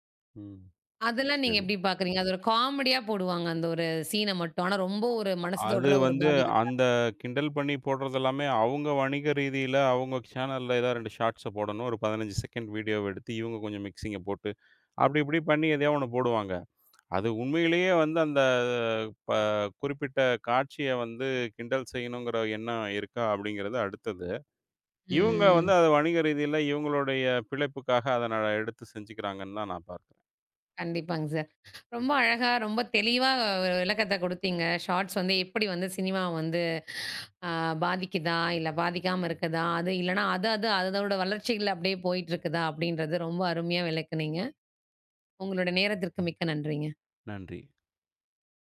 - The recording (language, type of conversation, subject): Tamil, podcast, குறுந்தொகுப்பு காணொளிகள் சினிமா பார்வையை பாதித்ததா?
- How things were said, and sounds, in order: other background noise; tapping; in English: "சீன்ன"; in English: "சேனெல்ல"; in English: "ஷாட்ஸ்ச"; drawn out: "அந்த"; drawn out: "ம்"; in English: "ஷாட்ஸ்"